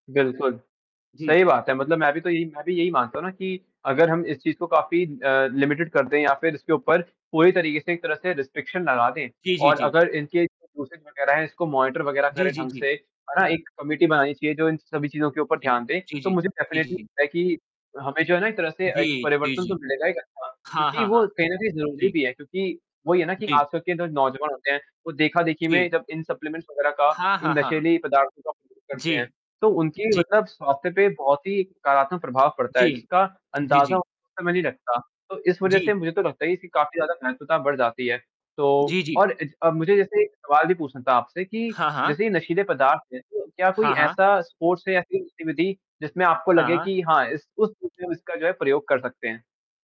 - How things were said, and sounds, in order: static; in English: "लिमिटेड"; in English: "रिस्ट्रिक्शन"; unintelligible speech; in English: "मॉनिटर"; in English: "कमिटी"; in English: "डेफिनिटली"; distorted speech; unintelligible speech; in English: "सप्लीमेंट्स"; tapping; in English: "स्पोर्ट्स"; unintelligible speech
- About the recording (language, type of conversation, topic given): Hindi, unstructured, क्या खेलों में प्रदर्शन बढ़ाने के लिए दवाओं या नशीले पदार्थों का इस्तेमाल करना गलत है?
- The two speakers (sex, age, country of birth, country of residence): male, 18-19, India, India; male, 20-24, India, India